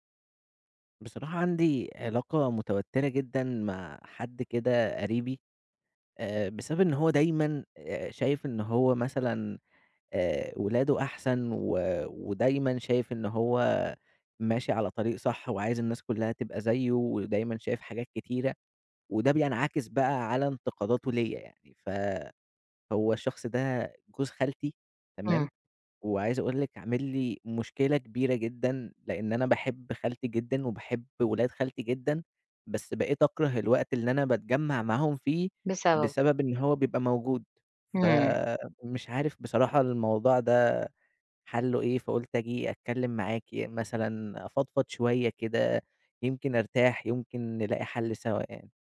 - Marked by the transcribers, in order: none
- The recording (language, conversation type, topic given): Arabic, advice, إزاي أتعامل مع علاقة متوترة مع قريب بسبب انتقاداته المستمرة؟